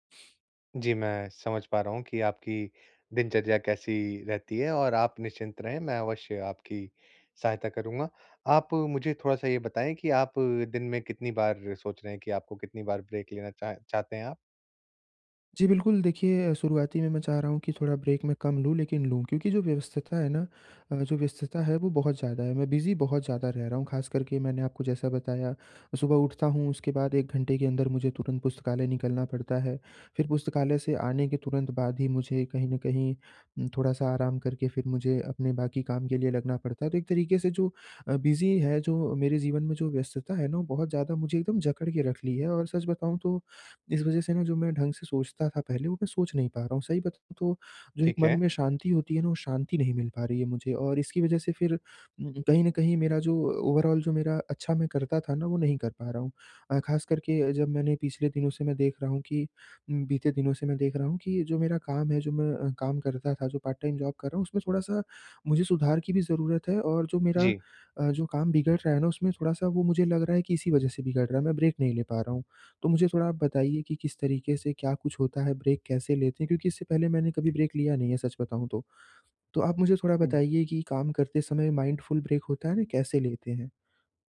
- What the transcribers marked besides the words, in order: in English: "ब्रेक"; in English: "ब्रेक"; in English: "बिज़ी"; in English: "बिजी"; in English: "ओवरऑल"; in English: "पार्ट टाइम जॉब"; in English: "ब्रेक"; in English: "ब्रेक"; in English: "ब्रेक"; in English: "माइंडफुल ब्रेक"
- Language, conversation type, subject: Hindi, advice, व्यस्तता में काम के बीच छोटे-छोटे सचेत विराम कैसे जोड़ूँ?